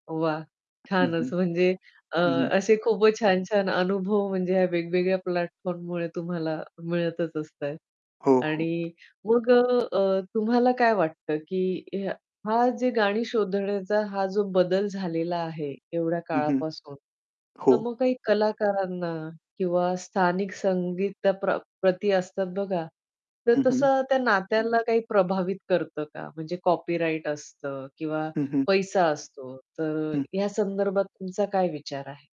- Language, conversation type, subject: Marathi, podcast, रेडिओ, कॅसेट, सीडी किंवा ऑनलाइन—तुम्हाला गाणी कुठे मिळायची?
- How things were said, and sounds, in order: static; in English: "प्लॅटफॉर्ममुळे"; tapping; in English: "कॉपीराइट"